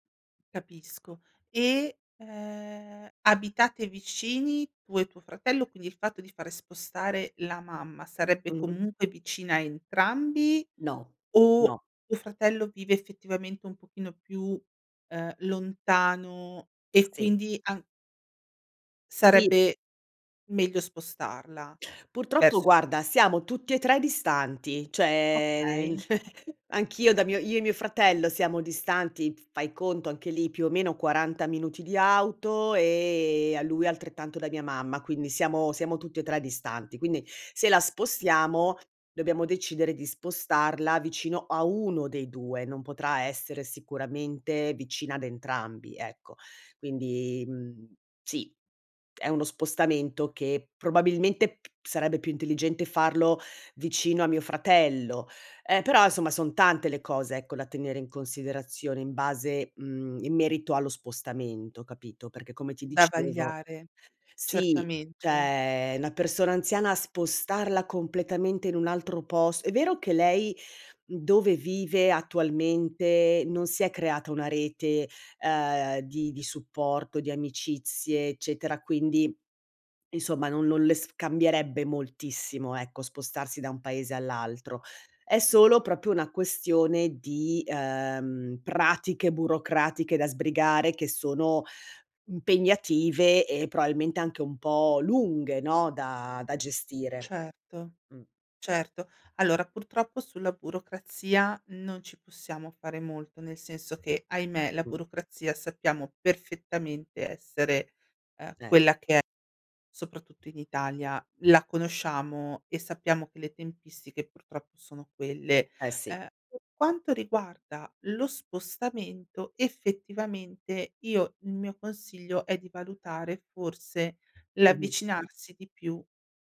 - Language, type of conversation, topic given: Italian, advice, Come posso organizzare la cura a lungo termine dei miei genitori anziani?
- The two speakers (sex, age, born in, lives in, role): female, 40-44, Italy, Spain, advisor; female, 55-59, Italy, Italy, user
- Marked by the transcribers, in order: "cioè" said as "ceh"; chuckle; "cioè" said as "ceh"; "una" said as "na"; "proprio" said as "propio"; "probabilmente" said as "proalmente"